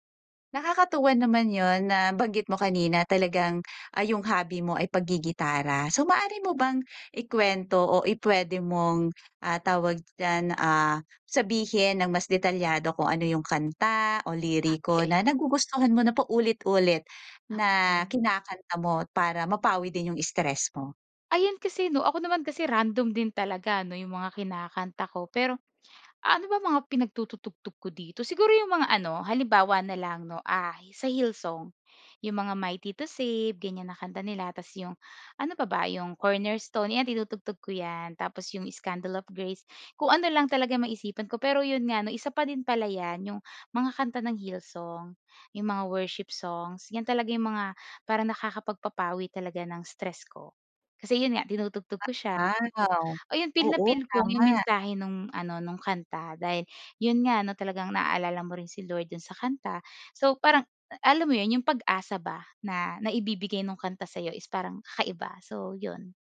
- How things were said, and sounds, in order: in English: "worship songs"
- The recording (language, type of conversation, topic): Filipino, podcast, Paano mo pinapawi ang stress sa loob ng bahay?